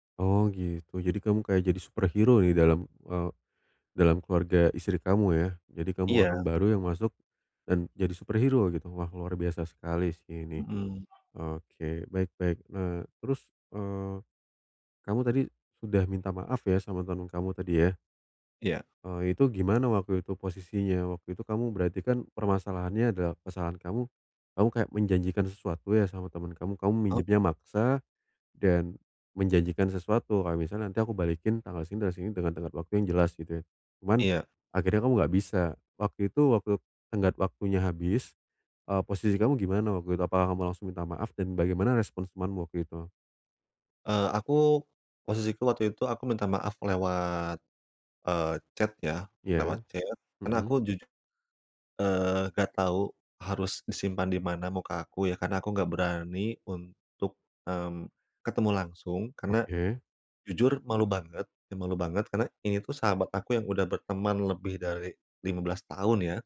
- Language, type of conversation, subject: Indonesian, advice, Bagaimana saya bisa meminta maaf dan membangun kembali kepercayaan?
- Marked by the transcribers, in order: other background noise